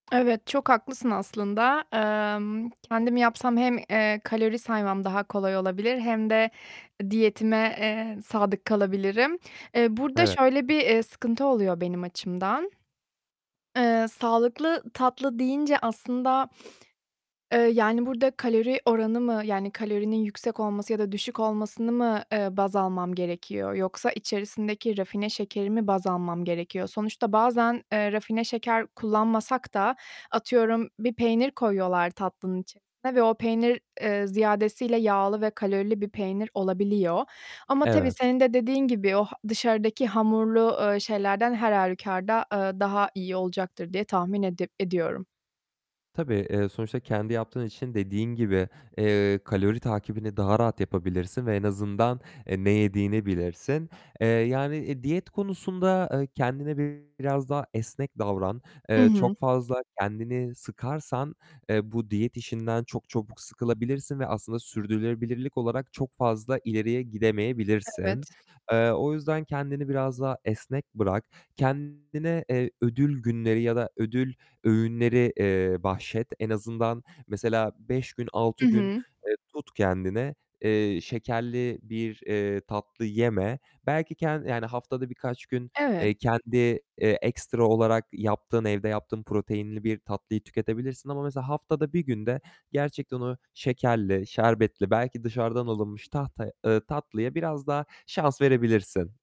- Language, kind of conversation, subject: Turkish, advice, Sağlıklı bir yemek planı yapıyorum ama uygularken kararsız kalıyorum; bunu nasıl aşabilirim?
- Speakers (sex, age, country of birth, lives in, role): female, 30-34, Turkey, Germany, user; male, 25-29, Turkey, Germany, advisor
- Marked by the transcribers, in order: other background noise; tapping; sniff; distorted speech; unintelligible speech